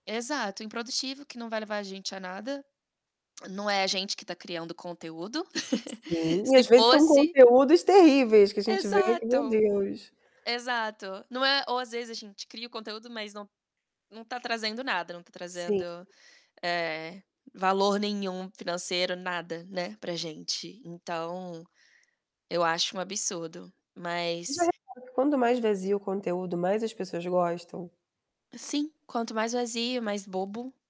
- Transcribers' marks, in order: put-on voice: "Exato. Improdutivo, que não vai … conteúdo. Se fosse"; laugh; distorted speech; tapping
- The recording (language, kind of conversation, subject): Portuguese, unstructured, Como você usaria a habilidade de nunca precisar dormir?